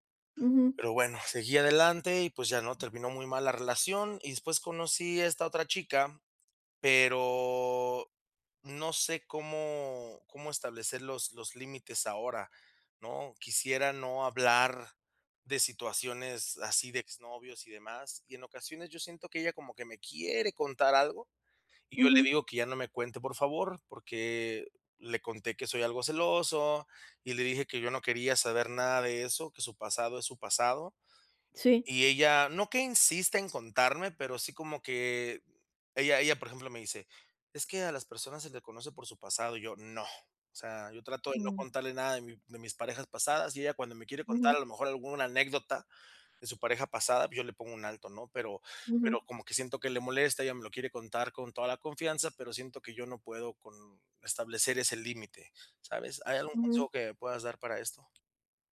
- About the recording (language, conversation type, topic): Spanish, advice, ¿Cómo puedo establecer límites saludables y comunicarme bien en una nueva relación después de una ruptura?
- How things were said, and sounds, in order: other background noise; tapping